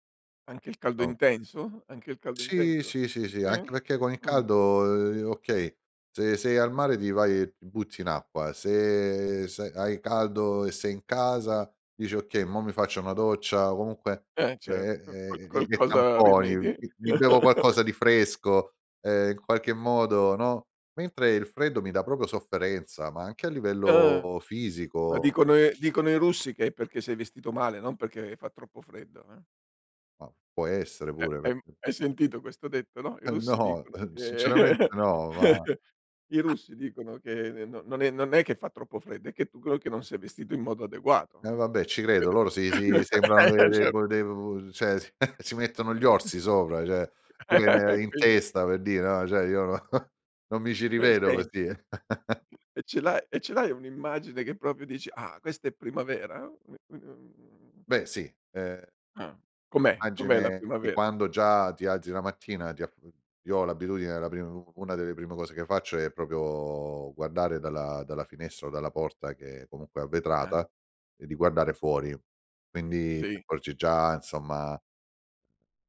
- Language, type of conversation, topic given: Italian, podcast, Cosa ti piace di più dell'arrivo della primavera?
- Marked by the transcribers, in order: tapping; "perché" said as "pecché"; chuckle; "proprio" said as "propio"; other background noise; laughing while speaking: "no"; chuckle; unintelligible speech; chuckle; laughing while speaking: "Hai ragio"; "cioè" said as "ceh"; laughing while speaking: "si"; chuckle; "cioè" said as "ceh"; laughing while speaking: "no"; chuckle; "proprio" said as "propio"; other noise; "Immagine" said as "magine"; "proprio" said as "propio"